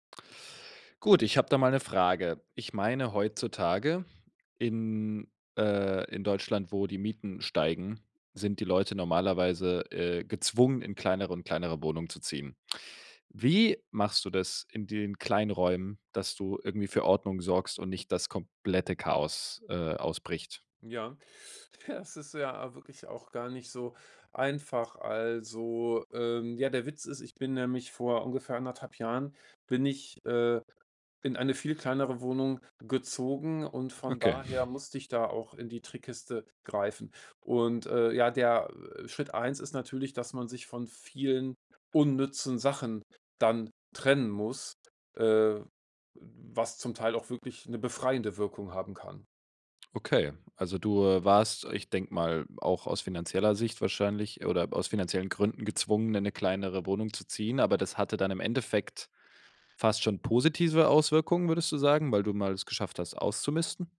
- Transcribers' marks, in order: chuckle
- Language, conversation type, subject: German, podcast, Wie schaffst du mehr Platz in kleinen Räumen?